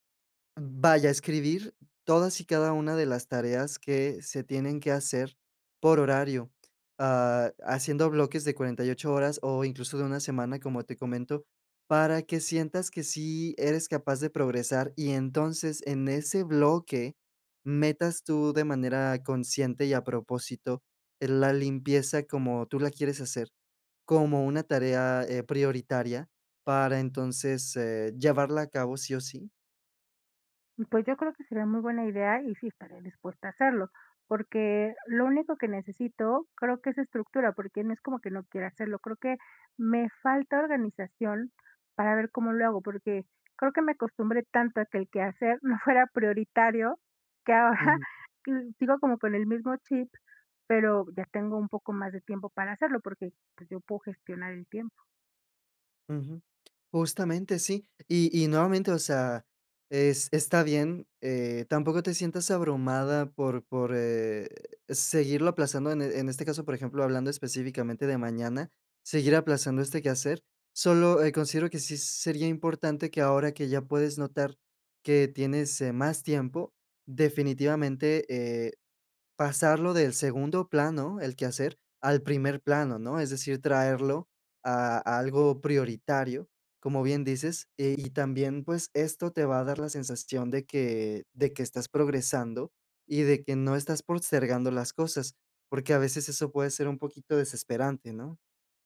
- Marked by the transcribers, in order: tapping; laughing while speaking: "no fuera"; laughing while speaking: "que ahora"; other background noise
- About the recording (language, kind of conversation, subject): Spanish, advice, ¿Cómo puedo mantener mis hábitos cuando surgen imprevistos diarios?